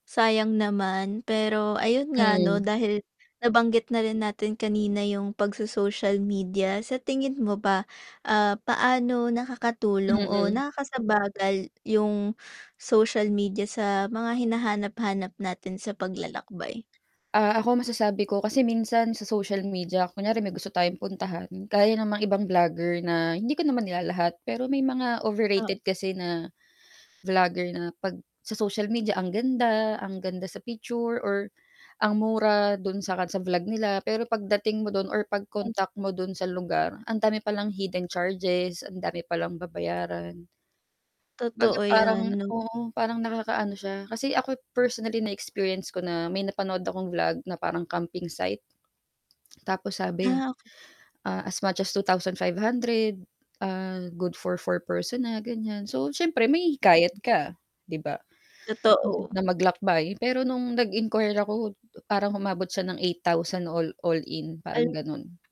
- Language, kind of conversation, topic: Filipino, unstructured, Paano mo hinaharap ang lungkot kapag hindi mo natuloy ang pagkakataong maglakbay?
- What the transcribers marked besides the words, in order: static; "nakakasagabal" said as "nakakasabagal"; tapping; gasp; distorted speech; tongue click